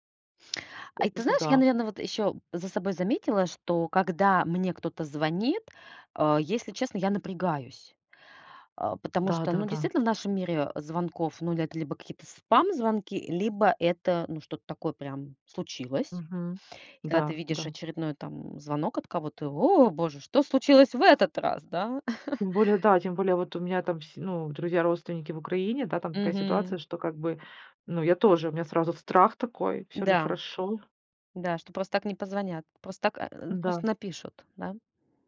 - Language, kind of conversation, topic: Russian, podcast, Как вы выбираете между звонком и сообщением?
- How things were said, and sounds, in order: tongue click; chuckle